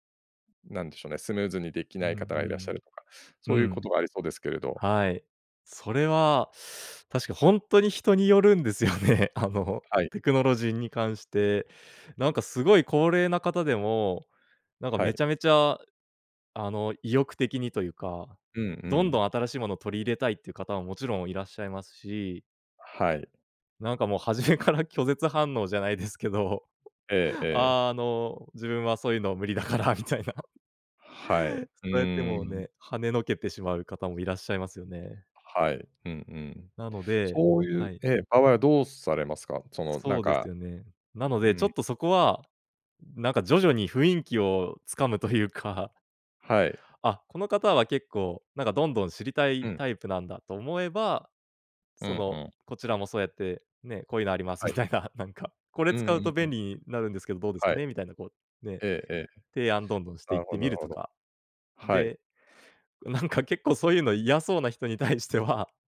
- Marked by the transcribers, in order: laughing while speaking: "よるんですよね。あの"; laughing while speaking: "初めから"; other background noise; laughing while speaking: "無理だからみたいな"; tapping; laughing while speaking: "みたいな、なんか"; laughing while speaking: "なんか結構そういうの嫌そうな人に対しては"
- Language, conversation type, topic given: Japanese, podcast, 世代間のつながりを深めるには、どのような方法が効果的だと思いますか？